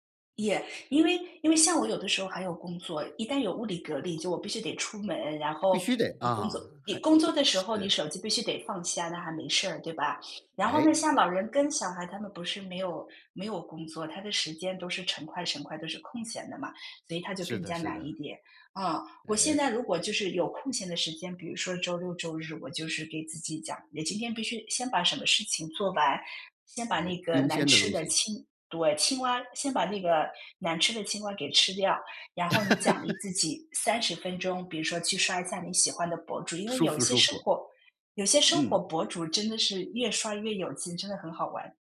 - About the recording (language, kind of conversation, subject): Chinese, podcast, 你会如何控制刷短视频的时间？
- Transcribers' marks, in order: laugh